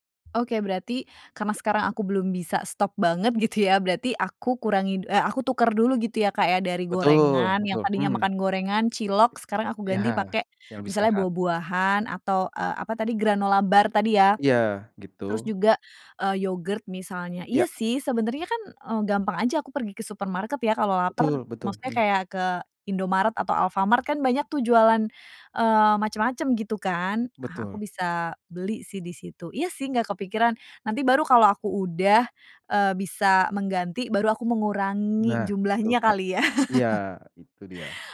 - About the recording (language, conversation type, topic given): Indonesian, advice, Bagaimana cara berhenti sering melewatkan waktu makan dan mengurangi kebiasaan ngemil tidak sehat di malam hari?
- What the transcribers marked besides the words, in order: other background noise; laughing while speaking: "Iya"; laugh